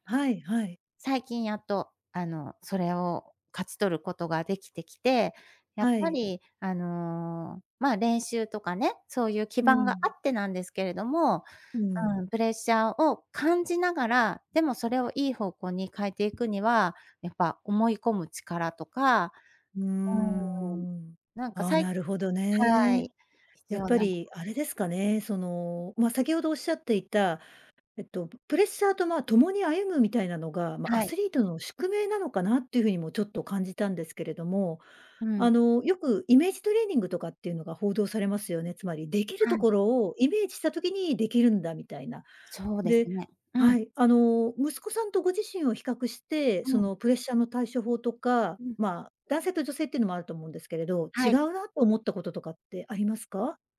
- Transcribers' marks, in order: none
- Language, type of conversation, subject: Japanese, podcast, プレッシャーが強い時の対処法は何ですか？
- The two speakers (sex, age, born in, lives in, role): female, 50-54, Japan, Japan, guest; female, 55-59, Japan, Japan, host